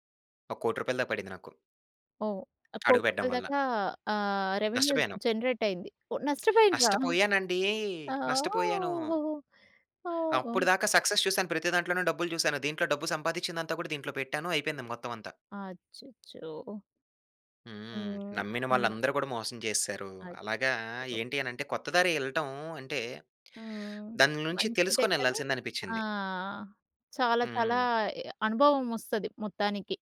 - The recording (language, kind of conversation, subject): Telugu, podcast, నీవు అనుకున్న దారిని వదిలి కొత్త దారిని ఎప్పుడు ఎంచుకున్నావు?
- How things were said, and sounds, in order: in English: "రెవెన్యూ జెనెరేట్"; in English: "సక్సెస్"; unintelligible speech